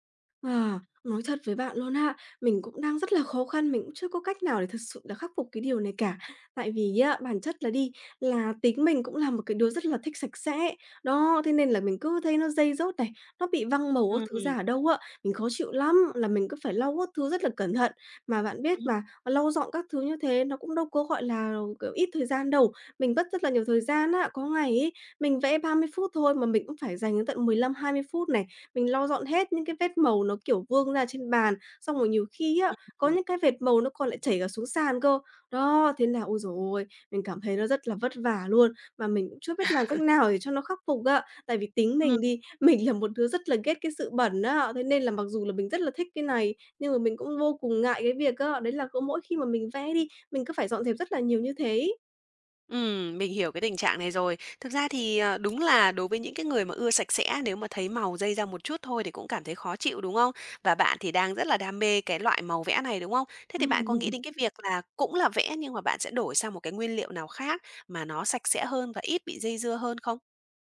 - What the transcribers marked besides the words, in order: tapping; other background noise; chuckle; laughing while speaking: "mình"; laughing while speaking: "Ừm"
- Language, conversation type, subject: Vietnamese, advice, Làm thế nào để bắt đầu thói quen sáng tạo hằng ngày khi bạn rất muốn nhưng vẫn không thể bắt đầu?